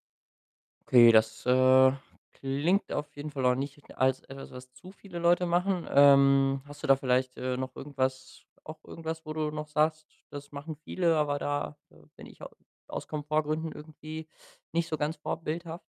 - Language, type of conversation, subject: German, podcast, Welche Routinen hast du zu Hause, um Energie zu sparen?
- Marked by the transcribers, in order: none